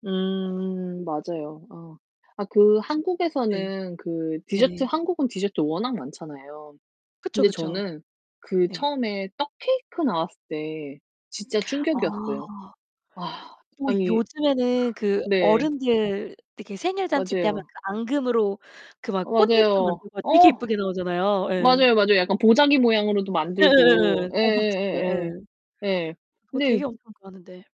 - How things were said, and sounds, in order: drawn out: "음"; laugh; distorted speech; other background noise
- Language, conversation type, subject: Korean, unstructured, 가장 기억에 남는 디저트 경험은 무엇인가요?